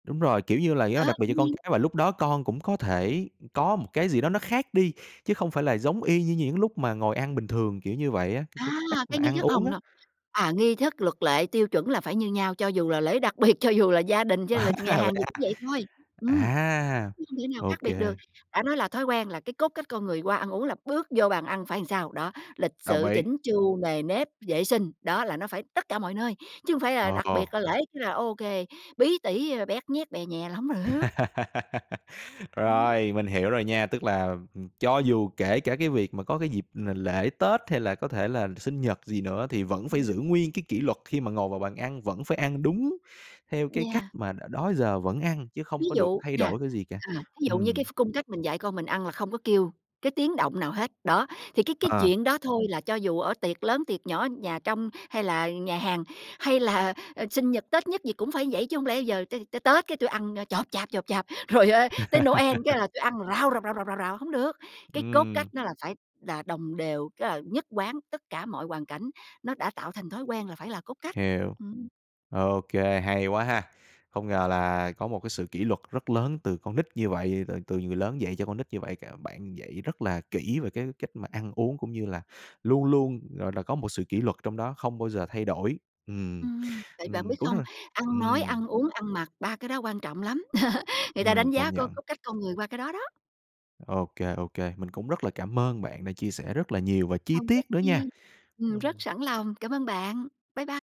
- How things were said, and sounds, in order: tapping; in English: "no"; laughing while speaking: "À"; laugh; other background noise; laughing while speaking: "rồi, ơ"; laugh; chuckle
- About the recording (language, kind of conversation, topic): Vietnamese, podcast, Bạn dạy con các phép tắc ăn uống như thế nào?
- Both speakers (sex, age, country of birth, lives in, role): female, 45-49, Vietnam, United States, guest; male, 25-29, Vietnam, Vietnam, host